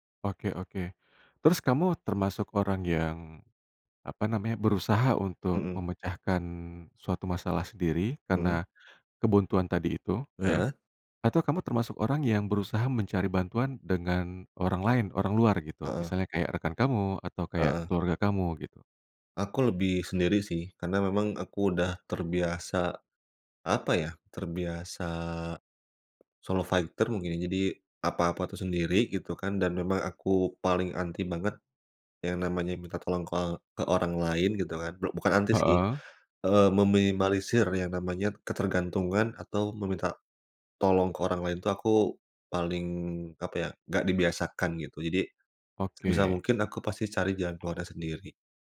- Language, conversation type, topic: Indonesian, podcast, Apa kebiasaan sehari-hari yang membantu kreativitas Anda?
- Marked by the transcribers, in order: other background noise; tapping; in English: "solo fighter"